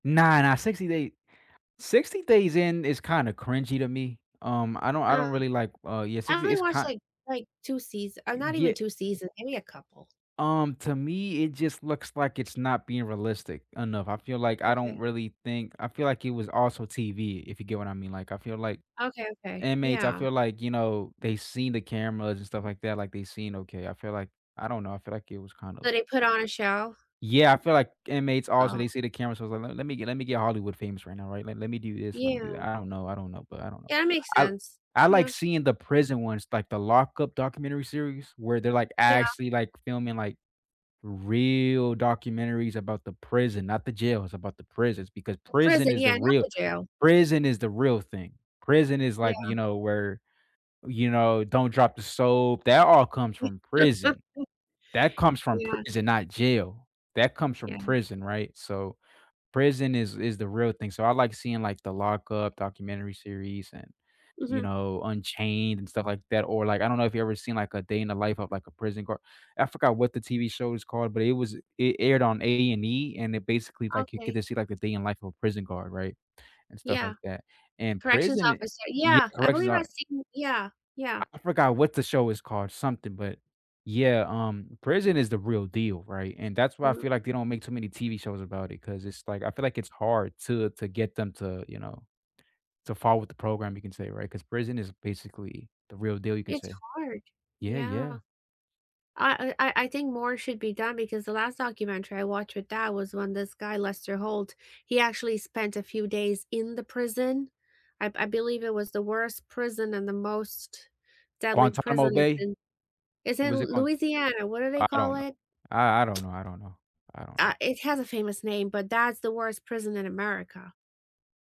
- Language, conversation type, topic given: English, unstructured, What was the last show you binge-watched, and why did it hook you?
- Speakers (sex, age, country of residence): female, 45-49, United States; male, 20-24, United States
- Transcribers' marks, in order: laugh; lip smack